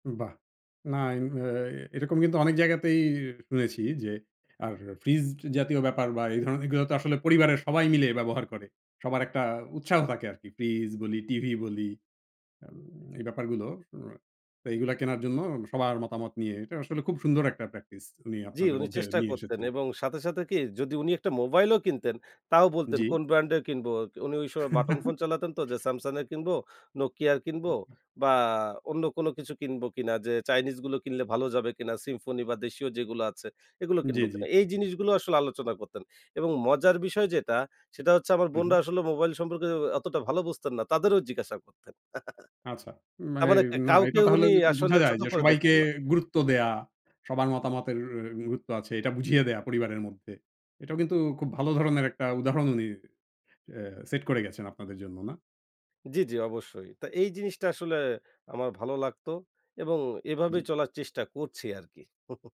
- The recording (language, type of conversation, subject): Bengali, podcast, পরিবারের সঙ্গে খাওয়ার সময় সাধারণত কী নিয়ে আলোচনা হয়?
- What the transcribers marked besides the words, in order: drawn out: "অ্যা"; chuckle; other background noise; chuckle; drawn out: "না এই না"; unintelligible speech; drawn out: "এ"